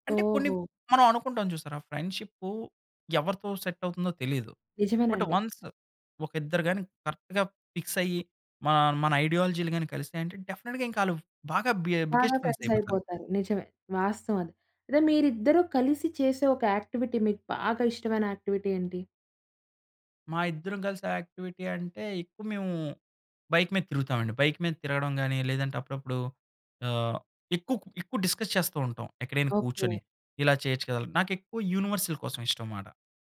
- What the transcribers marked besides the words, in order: in English: "సెట్"; in English: "బట్ వన్స్"; in English: "కరెక్ట్‌గా ఫిక్స్"; in English: "డెఫినిట్‌గా"; in English: "బిగ్గెస్ట్ ఫ్రెండ్స్"; in English: "ఫ్రెండ్స్"; in English: "యాక్టివిటీ"; in English: "యాక్టివిటీ"; in English: "యాక్టివిటీ"; in English: "బైక్"; in English: "బైక్"; in English: "డిస్కస్"; in English: "యూనివర్సల్"
- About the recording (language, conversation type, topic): Telugu, podcast, స్థానికులతో స్నేహం ఎలా మొదలైంది?